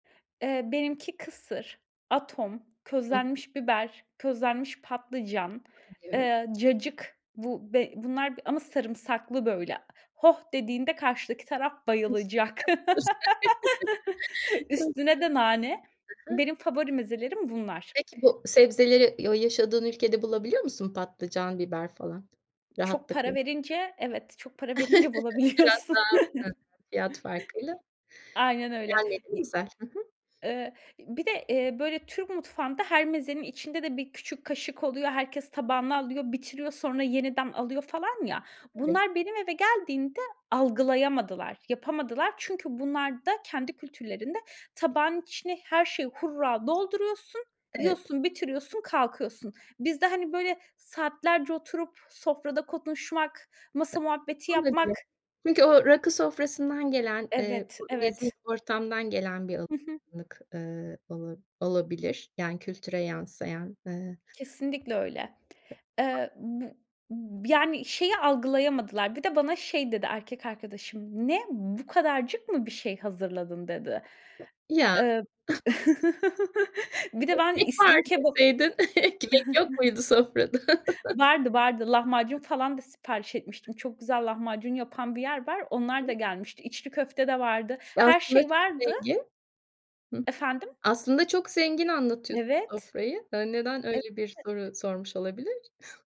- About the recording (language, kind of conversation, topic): Turkish, podcast, Yemekler üzerinden kültürünü dinleyiciye nasıl anlatırsın?
- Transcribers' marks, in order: tapping; other background noise; unintelligible speech; chuckle; unintelligible speech; laughing while speaking: "Çok komik"; laugh; chuckle; laughing while speaking: "bulabiliyorsun"; chuckle; chuckle; chuckle; chuckle; laughing while speaking: "Ekmek yok muydu sofrada?"; chuckle; unintelligible speech; other noise